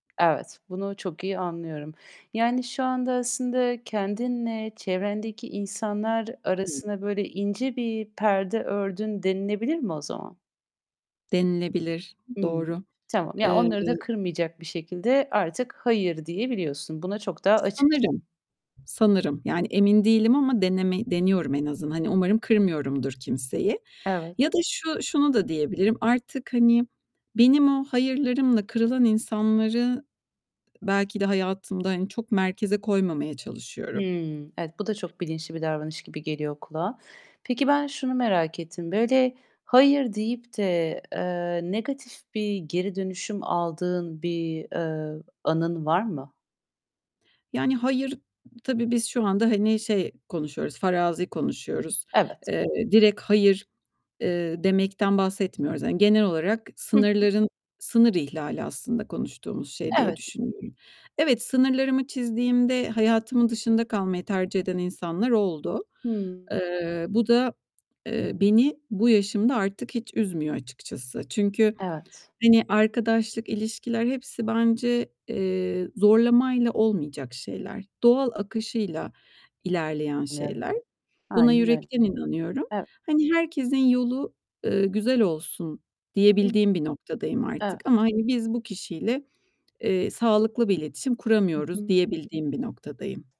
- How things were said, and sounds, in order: other background noise; unintelligible speech; distorted speech; tapping; static; unintelligible speech
- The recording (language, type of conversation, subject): Turkish, podcast, İletişimde “hayır” demeyi nasıl öğrendin?